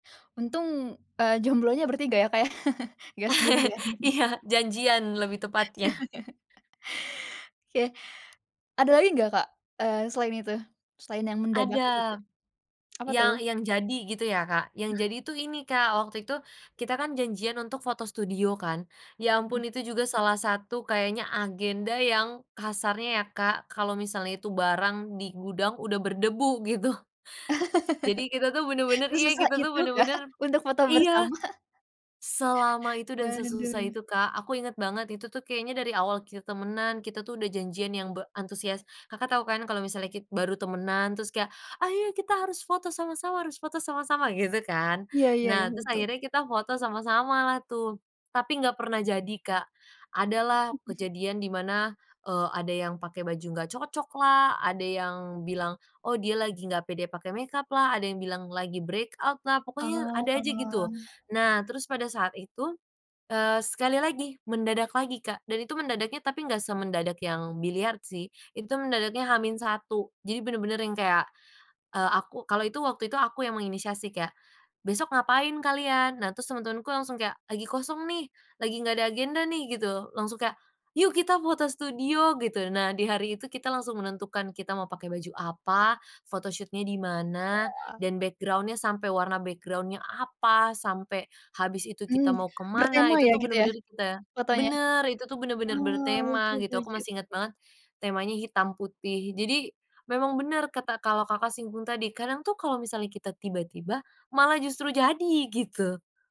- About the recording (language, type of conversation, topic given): Indonesian, podcast, Bagaimana kamu menjaga agar ide tidak hanya berhenti sebagai wacana?
- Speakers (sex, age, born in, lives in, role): female, 20-24, Indonesia, Indonesia, guest; female, 20-24, Indonesia, Indonesia, host
- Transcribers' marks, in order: chuckle; laughing while speaking: "Iya"; chuckle; laugh; tapping; laugh; laughing while speaking: "Sesusah itu kah untuk foto bersama?"; chuckle; in English: "makeuplah"; in English: "breakout-lah"; drawn out: "Oh"; in English: "photoshoot-nya"; in English: "background-nya"; in English: "background-nya"